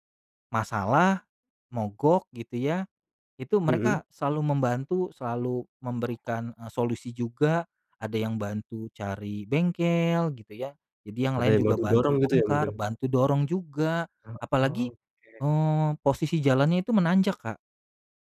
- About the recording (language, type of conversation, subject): Indonesian, podcast, Bisakah kamu menceritakan satu momen ketika komunitasmu saling membantu dengan sangat erat?
- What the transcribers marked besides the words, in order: other background noise; tapping